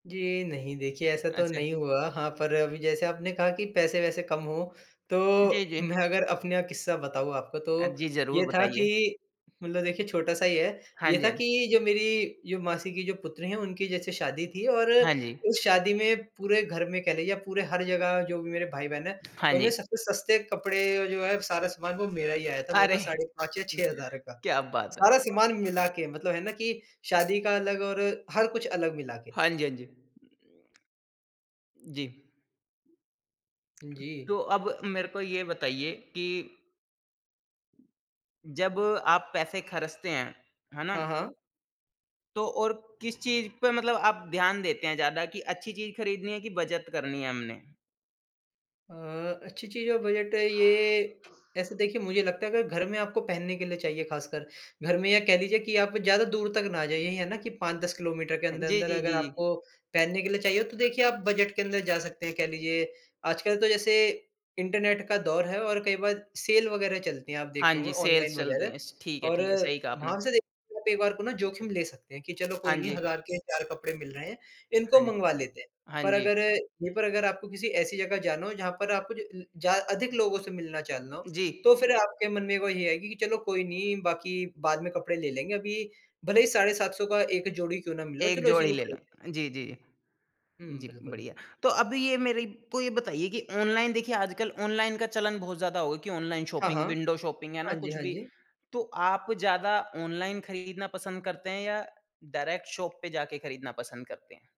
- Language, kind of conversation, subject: Hindi, podcast, कम बजट में भी आप अपना स्टाइल कैसे बनाए रखते हैं?
- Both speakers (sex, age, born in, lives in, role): male, 20-24, India, India, guest; male, 30-34, India, India, host
- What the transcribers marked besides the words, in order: other background noise; laughing while speaking: "अरे!"; tapping; in English: "सेल"; in English: "सेल्स"; in English: "शौपिंग"; in English: "शौपिंग"; in English: "डायरेक्ट शॉप"